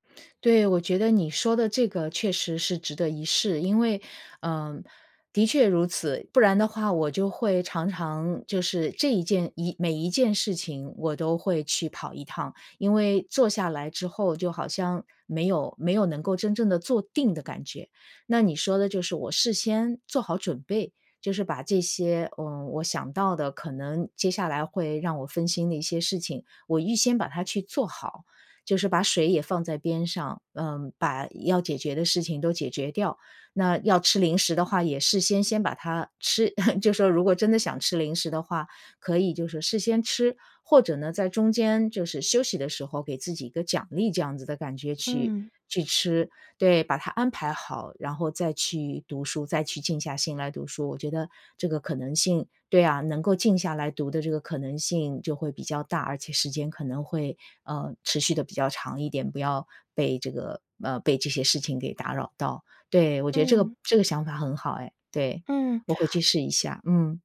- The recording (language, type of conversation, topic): Chinese, advice, 如何才能做到每天读书却不在坐下后就分心？
- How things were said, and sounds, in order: chuckle